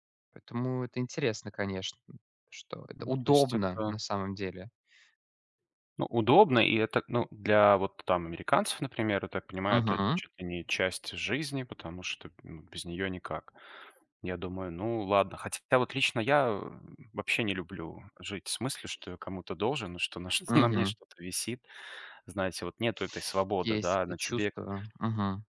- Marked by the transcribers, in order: tapping; stressed: "удобно"
- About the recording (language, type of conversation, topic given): Russian, unstructured, Почему кредитные карты иногда кажутся людям ловушкой?